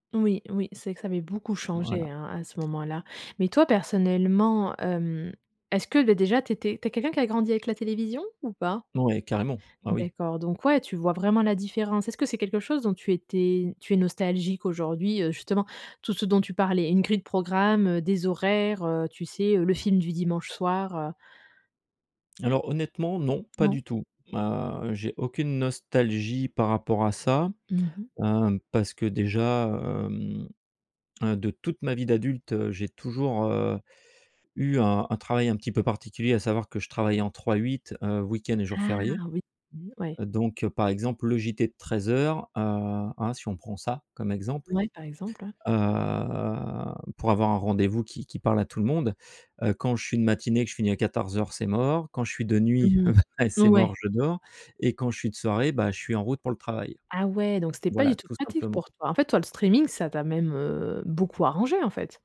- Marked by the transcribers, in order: other background noise; stressed: "Ah"; drawn out: "Heu"; chuckle
- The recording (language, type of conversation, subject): French, podcast, Comment le streaming a-t-il transformé le cinéma et la télévision ?